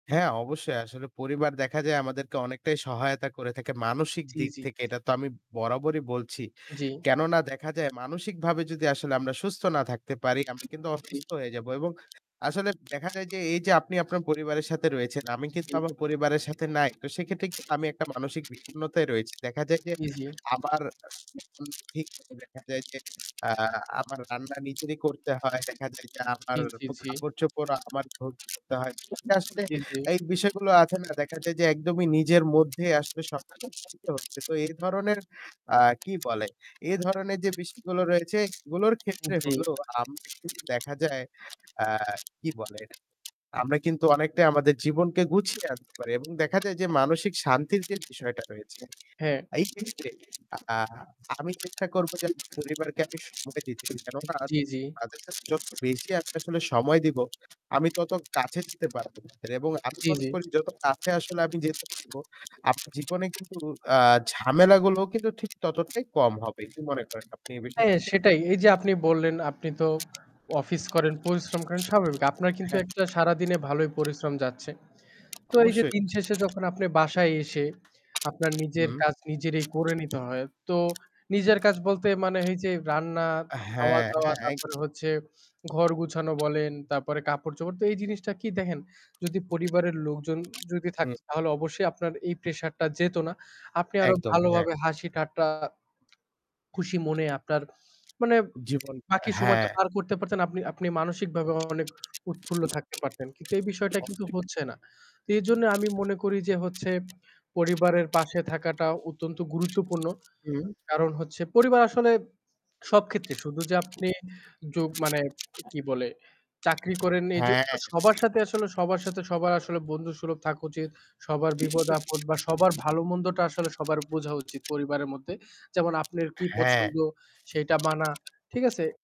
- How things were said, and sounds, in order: static; distorted speech; unintelligible speech; other background noise; tapping; unintelligible speech; unintelligible speech
- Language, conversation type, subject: Bengali, unstructured, পরিবারের সঙ্গে মানসিক শান্তি কীভাবে বজায় রাখতে পারেন?